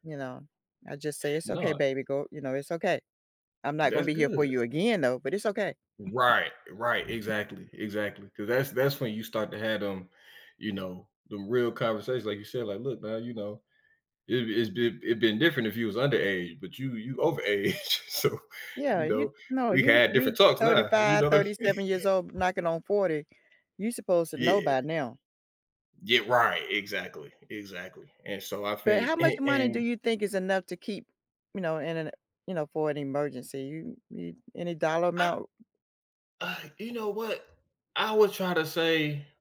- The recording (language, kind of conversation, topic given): English, unstructured, Why do you think having emergency savings is important for most people?
- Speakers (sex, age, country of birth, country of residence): female, 60-64, United States, United States; male, 30-34, United States, United States
- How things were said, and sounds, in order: other background noise; chuckle; laughing while speaking: "so"; tapping